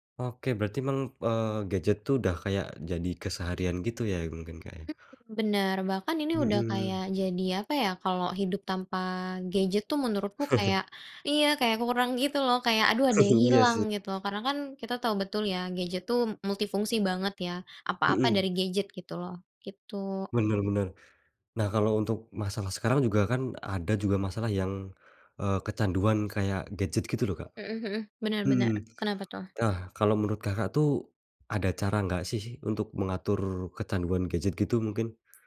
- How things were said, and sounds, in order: chuckle; chuckle
- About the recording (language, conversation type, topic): Indonesian, podcast, Bagaimana cara mengatur waktu layar agar tidak kecanduan gawai, menurutmu?